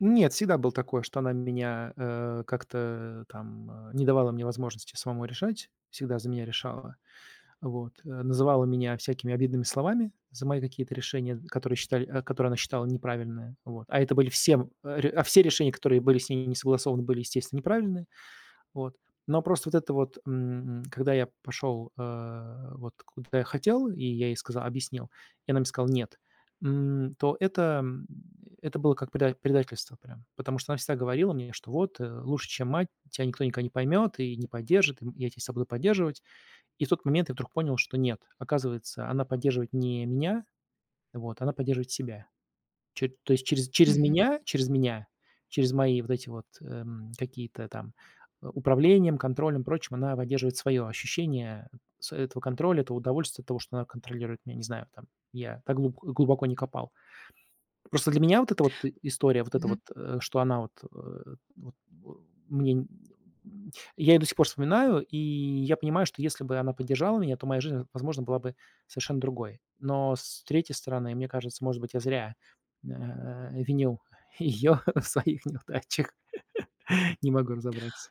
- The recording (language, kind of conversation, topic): Russian, advice, Какие обиды и злость мешают вам двигаться дальше?
- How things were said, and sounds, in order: tapping; laughing while speaking: "ее в своих неудачах"; laugh